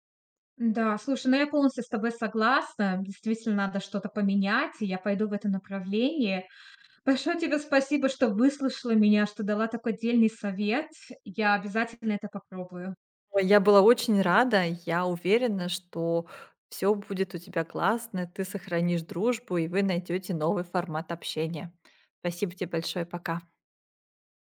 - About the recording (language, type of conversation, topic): Russian, advice, Как поступить, если друзья постоянно пользуются мной и не уважают мои границы?
- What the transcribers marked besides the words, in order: none